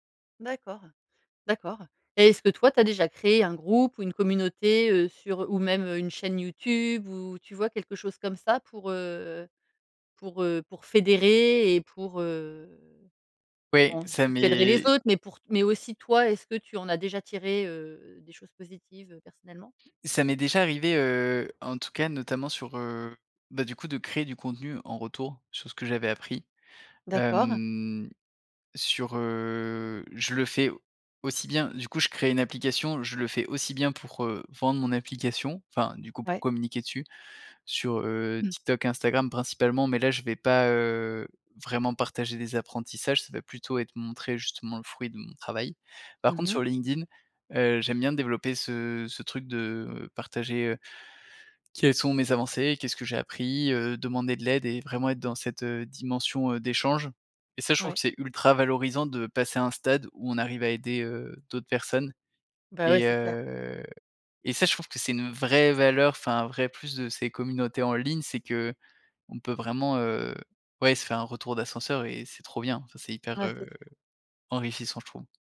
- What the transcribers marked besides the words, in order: other background noise; stressed: "vraie"
- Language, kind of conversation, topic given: French, podcast, Comment trouver des communautés quand on apprend en solo ?
- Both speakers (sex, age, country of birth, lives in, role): female, 40-44, France, Netherlands, host; male, 30-34, France, France, guest